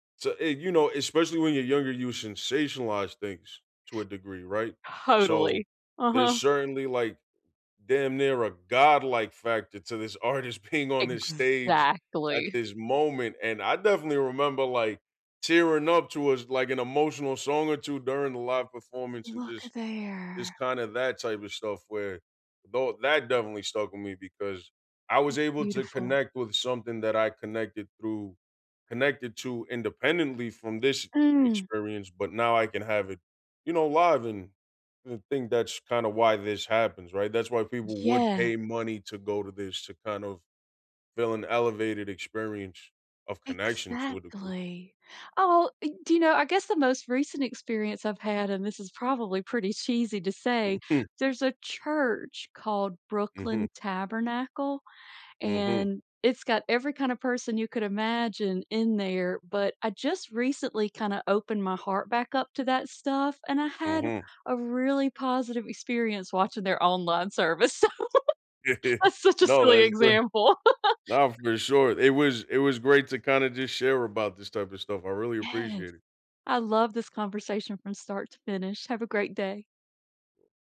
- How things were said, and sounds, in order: laughing while speaking: "artist being"; stressed: "Exactly"; laughing while speaking: "Mhm"; chuckle; giggle; laugh; tapping; other background noise
- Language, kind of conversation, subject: English, unstructured, Should I pick a festival or club for a cheap solo weekend?
- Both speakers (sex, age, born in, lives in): female, 40-44, United States, United States; male, 35-39, United States, United States